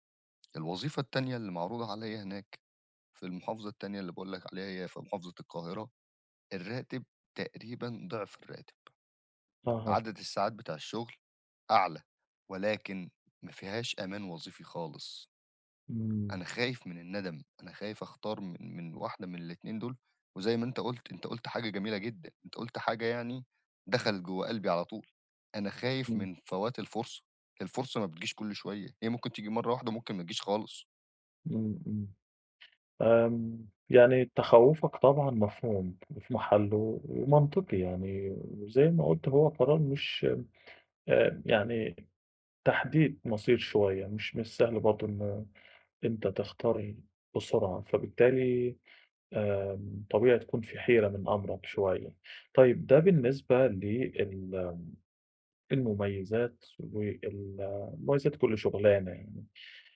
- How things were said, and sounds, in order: other background noise
- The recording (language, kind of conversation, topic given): Arabic, advice, ازاي أوازن بين طموحي ومسؤولياتي دلوقتي عشان ما أندمش بعدين؟